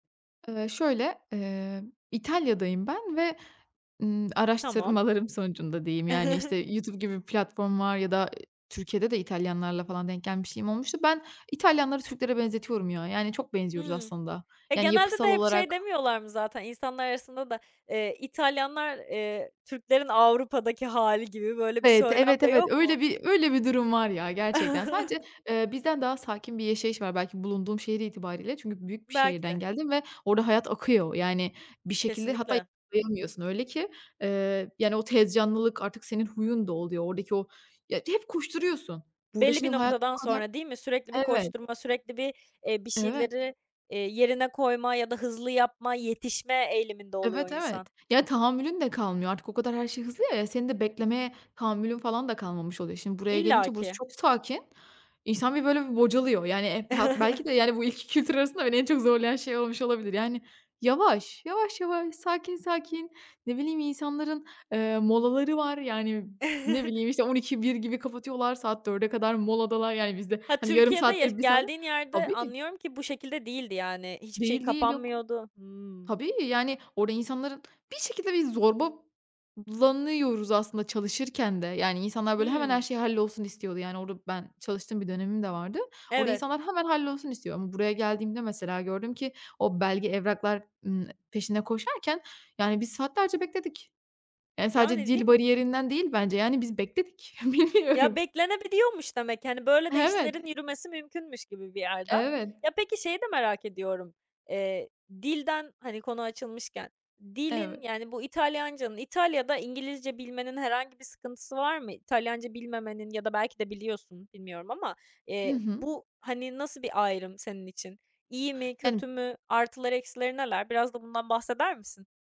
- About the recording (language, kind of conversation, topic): Turkish, podcast, İki kültür arasında kalınca nasıl hissedersin?
- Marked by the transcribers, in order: chuckle; chuckle; unintelligible speech; chuckle; chuckle; laughing while speaking: "bilmiyorum"